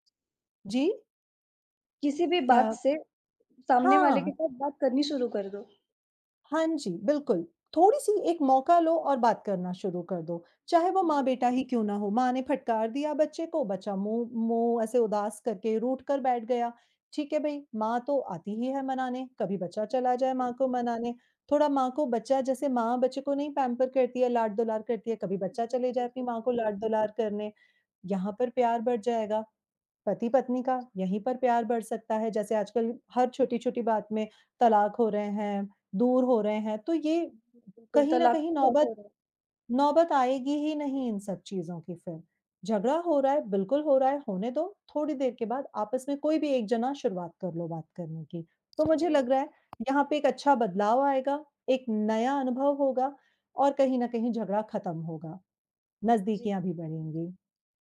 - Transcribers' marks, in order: in English: "पैम्पर"; other background noise
- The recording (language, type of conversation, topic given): Hindi, unstructured, क्या झगड़े के बाद प्यार बढ़ सकता है, और आपका अनुभव क्या कहता है?
- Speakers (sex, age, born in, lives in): female, 20-24, India, India; female, 35-39, India, India